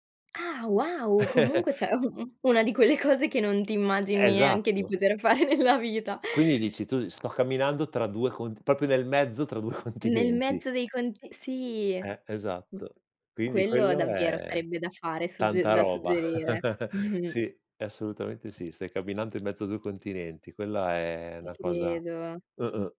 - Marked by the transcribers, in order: surprised: "Ah, wow!"; chuckle; "neanche" said as "eanche"; laughing while speaking: "fare nella vita"; laughing while speaking: "continenti"; laugh; "una" said as "na"
- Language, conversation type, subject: Italian, podcast, Puoi raccontarmi di un viaggio che ti ha cambiato?